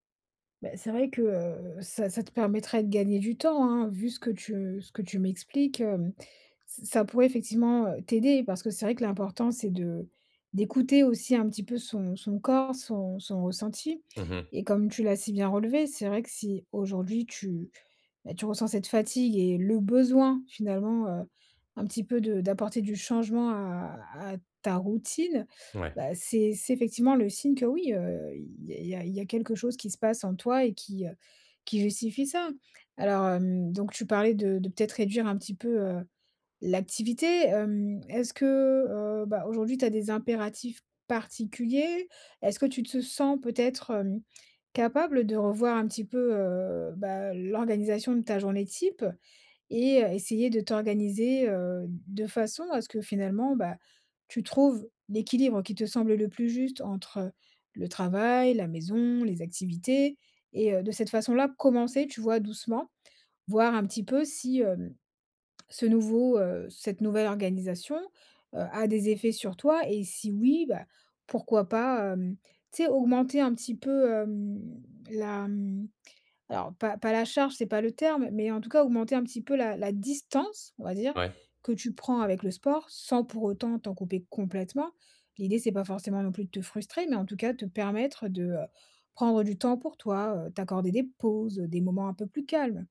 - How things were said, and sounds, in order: none
- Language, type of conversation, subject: French, advice, Pourquoi est-ce que je me sens épuisé(e) après les fêtes et les sorties ?